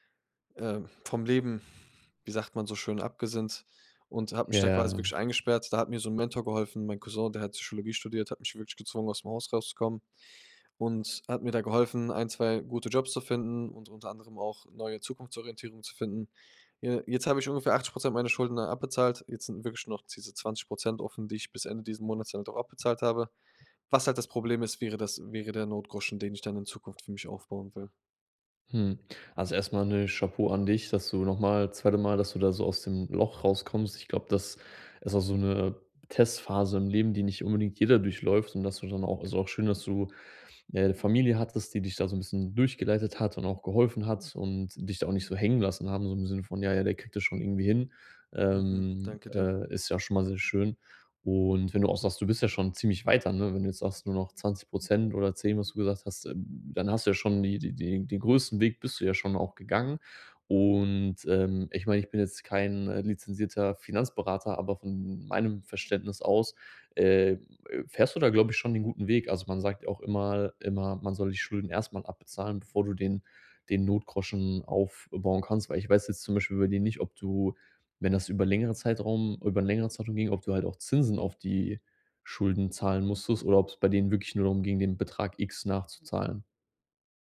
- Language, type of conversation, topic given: German, advice, Wie schaffe ich es, langfristige Sparziele zu priorisieren, statt kurzfristigen Kaufbelohnungen nachzugeben?
- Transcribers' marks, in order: exhale; other background noise